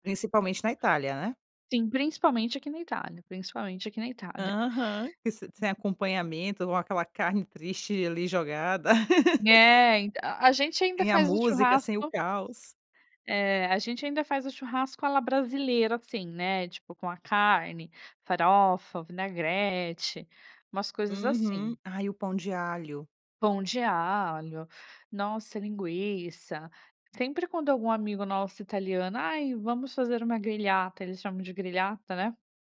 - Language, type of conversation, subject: Portuguese, podcast, O que torna um churrasco especial na sua opinião?
- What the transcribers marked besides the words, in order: other noise; laugh; in Italian: "grigliata"; in Italian: "grigliata"